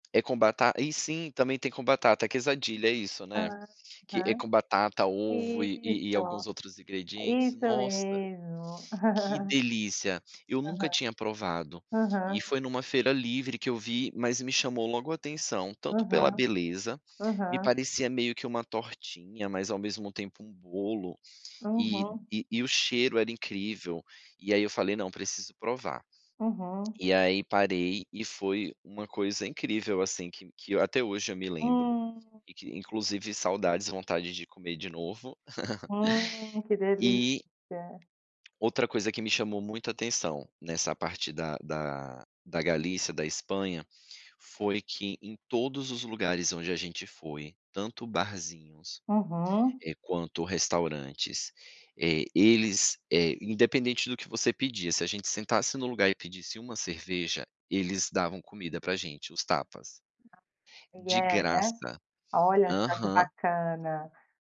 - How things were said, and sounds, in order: tapping; in Spanish: "quesadillas"; laugh; other background noise; laugh
- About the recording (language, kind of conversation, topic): Portuguese, podcast, Que papel a comida tem na transmissão de valores?